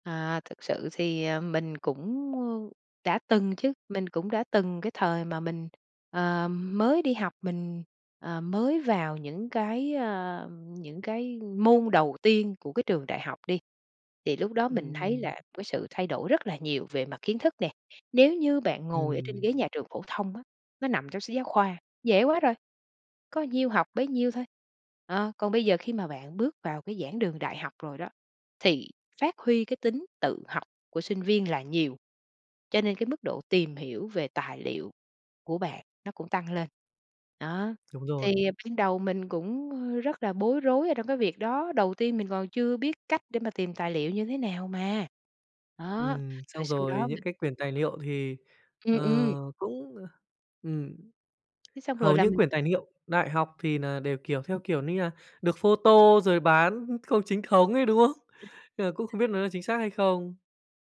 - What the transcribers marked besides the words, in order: tapping; other background noise; unintelligible speech
- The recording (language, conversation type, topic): Vietnamese, podcast, Bạn đánh giá và kiểm chứng nguồn thông tin như thế nào trước khi dùng để học?